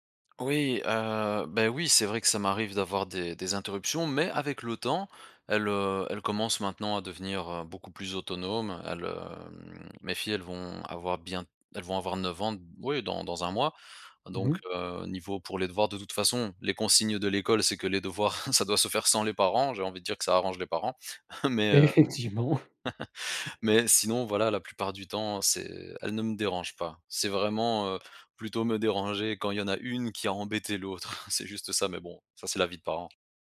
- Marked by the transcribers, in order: drawn out: "hem"; chuckle; other background noise; laughing while speaking: "Effectivement"; chuckle; laugh; chuckle
- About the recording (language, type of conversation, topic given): French, podcast, Comment trouves-tu l’équilibre entre le travail et les loisirs ?